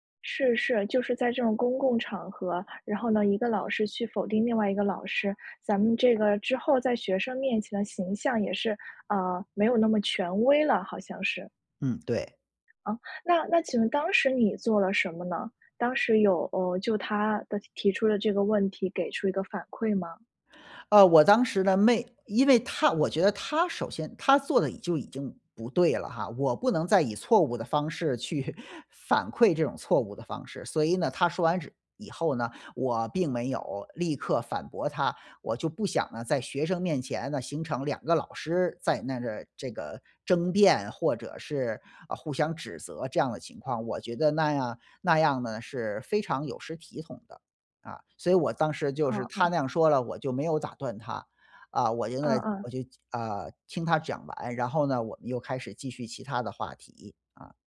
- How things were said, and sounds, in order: chuckle
- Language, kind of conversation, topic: Chinese, advice, 在聚会中被当众纠正时，我感到尴尬和愤怒该怎么办？